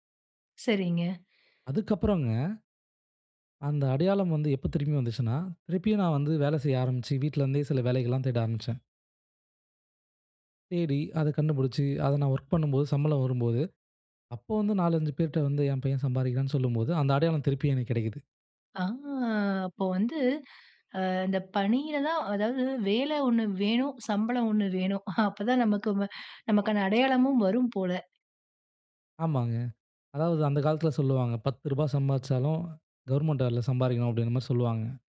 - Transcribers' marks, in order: drawn out: "ஆ"
- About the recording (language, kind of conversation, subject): Tamil, podcast, பணியில் தோல்வி ஏற்பட்டால் உங்கள் அடையாளம் பாதிக்கப்படுமா?